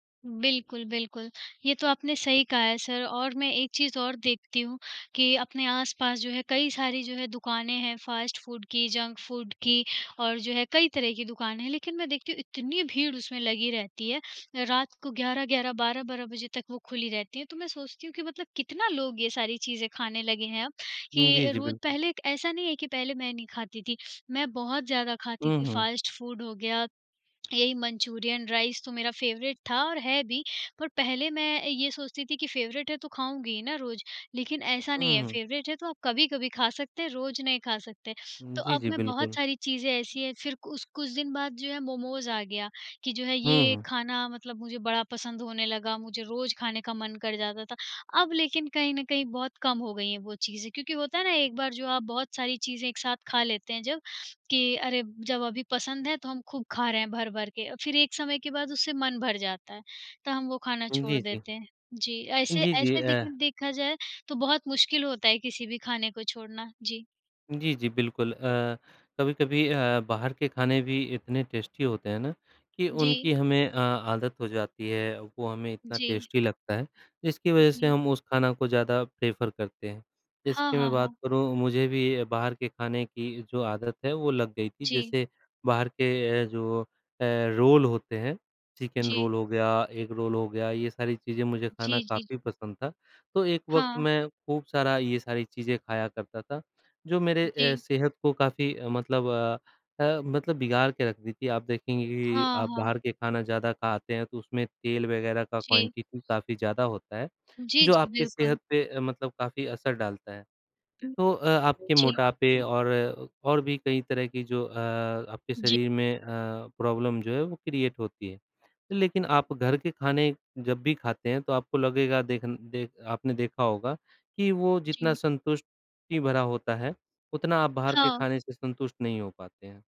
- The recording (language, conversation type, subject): Hindi, unstructured, क्या आपको घर का खाना ज़्यादा पसंद है या बाहर का?
- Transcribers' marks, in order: tapping; in English: "फास्ट फूड"; in English: "जंक फूड"; other background noise; in English: "फास्ट फूड"; in English: "राइस"; in English: "फेवरेट"; in English: "फेवरेट"; in English: "फेवरेट"; in English: "टेस्टी"; in English: "टेस्टी"; in English: "प्रेफर"; in English: "क्वांटिटी"; background speech; in English: "प्रॉब्लम"; in English: "क्रिएट"